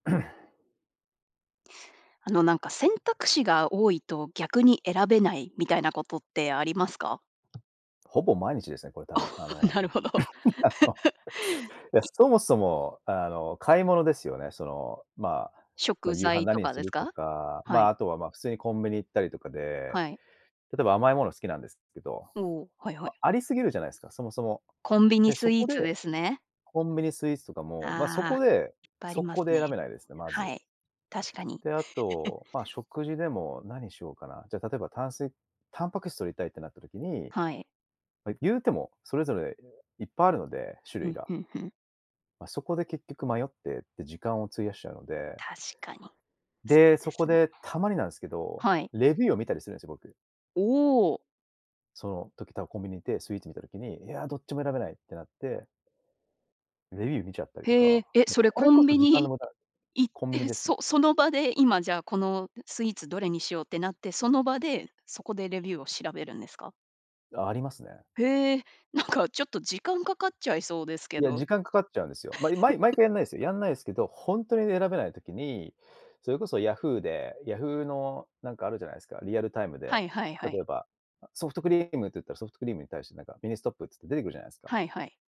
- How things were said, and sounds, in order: throat clearing; tapping; laughing while speaking: "なるほど"; laughing while speaking: "あの"; laugh; chuckle; chuckle
- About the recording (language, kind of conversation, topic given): Japanese, podcast, 選択肢が多すぎると、かえって決められなくなることはありますか？